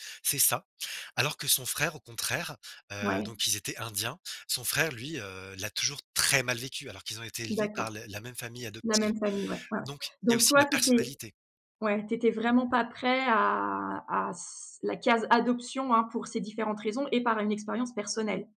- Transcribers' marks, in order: stressed: "très"; stressed: "personnalité"
- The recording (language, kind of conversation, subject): French, podcast, Comment décider d’avoir des enfants ou non ?